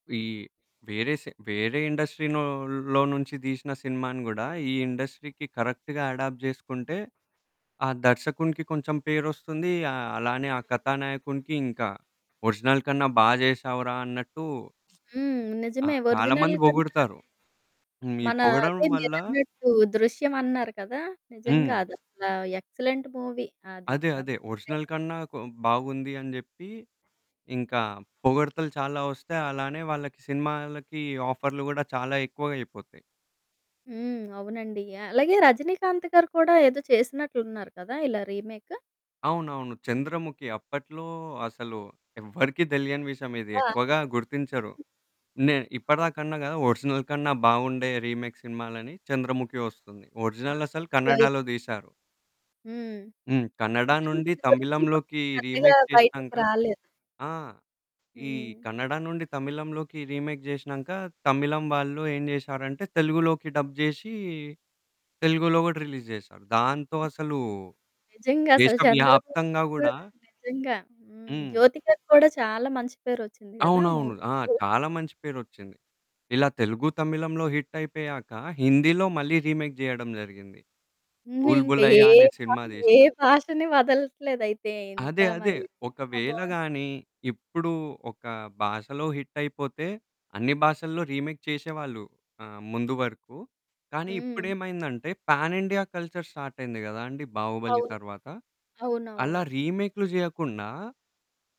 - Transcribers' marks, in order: in English: "ఇండస్ట్రీనోలో"; in English: "ఇండస్ట్రీకి కరెక్ట్‌గా అడాప్ట్"; static; in English: "ఒరిజినల్"; lip smack; in English: "ఒరిజినల్"; distorted speech; in English: "ఎక్సలెంట్ మూవీ"; in English: "ఒరిజినల్"; unintelligible speech; other background noise; in English: "ఒరిజినల్"; in English: "రీమేక్"; in English: "రీమేక్"; in English: "రీమేక్"; in English: "డబ్"; in English: "రిలీజ్"; in English: "మూవీ"; in English: "రీమేక్"; unintelligible speech; in English: "రీమేక్"; in English: "ప్యానిండియా కల్చర్"
- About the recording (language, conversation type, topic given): Telugu, podcast, సినిమా రీమేక్‌లు నిజంగా అవసరమా, లేక అవి సినిమాల విలువను తగ్గిస్తాయా?